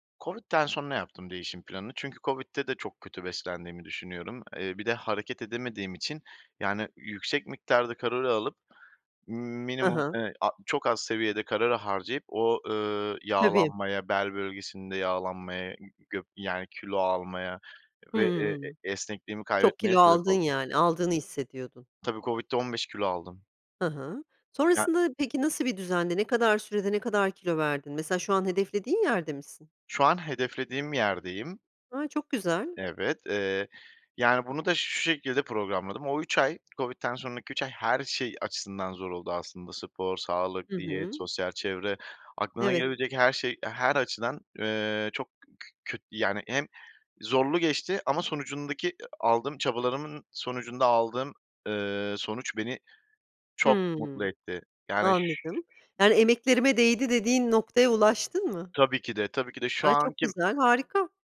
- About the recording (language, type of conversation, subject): Turkish, podcast, Sağlıklı beslenmeyi günlük hayatına nasıl entegre ediyorsun?
- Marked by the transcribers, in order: none